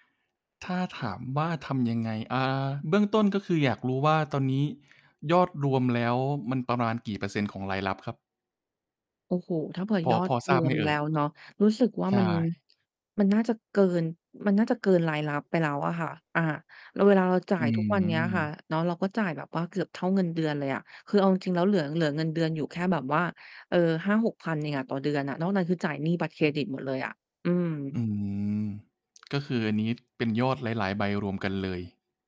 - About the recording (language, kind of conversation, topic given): Thai, advice, ฉันมีหนี้บัตรเครดิตสะสมและรู้สึกเครียด ควรเริ่มจัดการอย่างไรดี?
- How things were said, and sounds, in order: distorted speech; mechanical hum